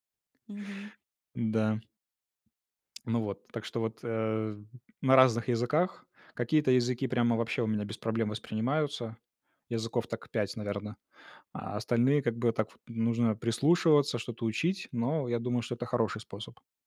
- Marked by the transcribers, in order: none
- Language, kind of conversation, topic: Russian, podcast, Как социальные сети влияют на твоё вдохновение и рабочие идеи?